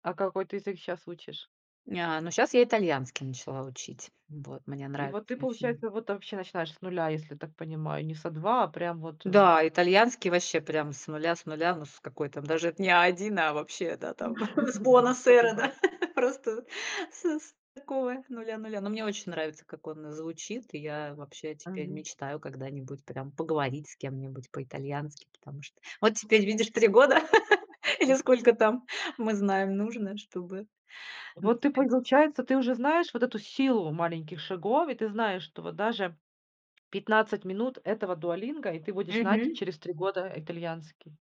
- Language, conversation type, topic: Russian, podcast, Как маленькие шаги приводят к большим изменениям?
- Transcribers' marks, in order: tapping; other background noise; chuckle; in Italian: "buona sera"; chuckle; other noise; laugh